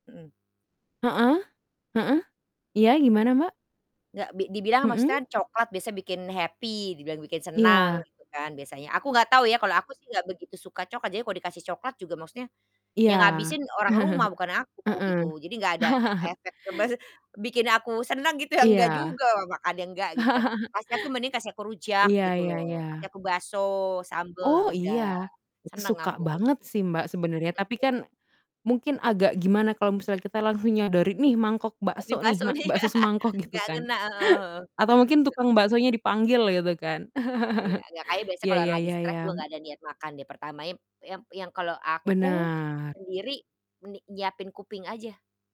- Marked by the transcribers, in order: in English: "happy"; chuckle; distorted speech; laughing while speaking: "ya"; chuckle; laughing while speaking: "nih"; laugh; laughing while speaking: "Gitu kan?"; laugh
- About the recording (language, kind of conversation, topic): Indonesian, unstructured, Apa yang biasanya kamu lakukan saat merasa stres?